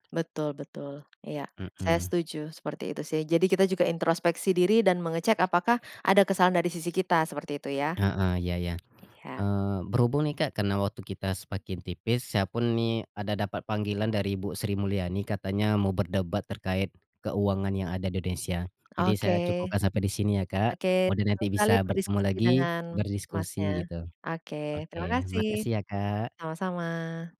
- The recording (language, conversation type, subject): Indonesian, unstructured, Bagaimana kamu biasanya menyikapi perbedaan pendapat?
- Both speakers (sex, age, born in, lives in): female, 40-44, Indonesia, Indonesia; male, 25-29, Indonesia, Indonesia
- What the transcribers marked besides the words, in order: tapping; other background noise